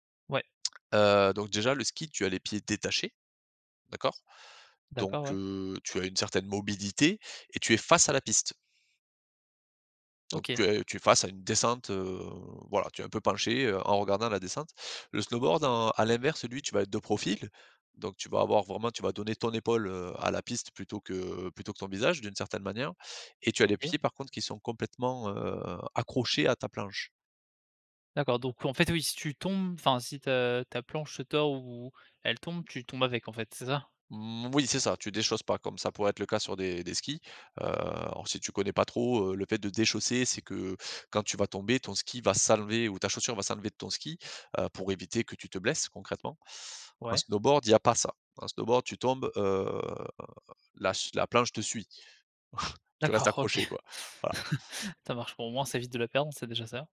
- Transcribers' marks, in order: other background noise; drawn out: "heu"; chuckle; laughing while speaking: "D'accord OK"; chuckle
- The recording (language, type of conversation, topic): French, podcast, Quel est ton meilleur souvenir de voyage ?